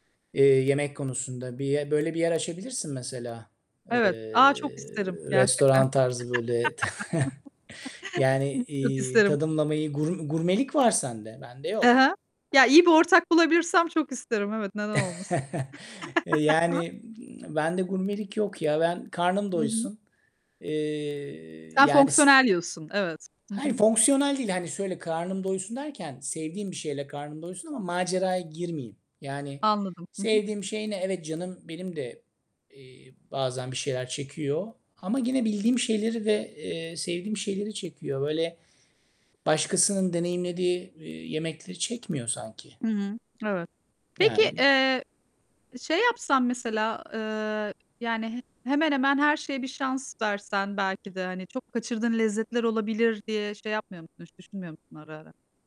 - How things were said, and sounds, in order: static; distorted speech; chuckle; laugh; other background noise; chuckle
- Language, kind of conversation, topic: Turkish, unstructured, Geleneksel yemekler bir kültürü nasıl yansıtır?